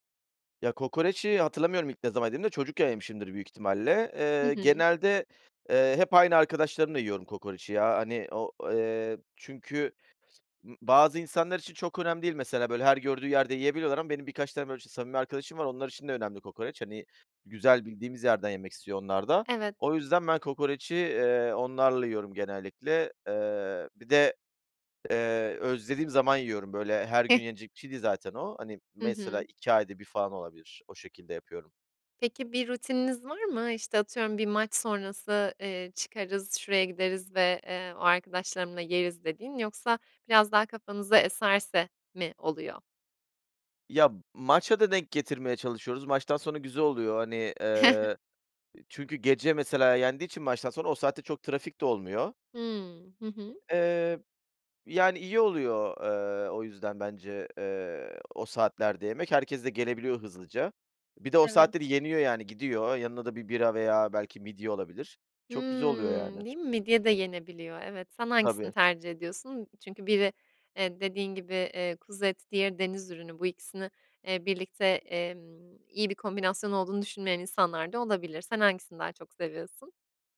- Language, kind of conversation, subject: Turkish, podcast, Sokak lezzetleri arasında en sevdiğin hangisiydi ve neden?
- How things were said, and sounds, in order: tapping; chuckle; other noise; other background noise; drawn out: "Hımm"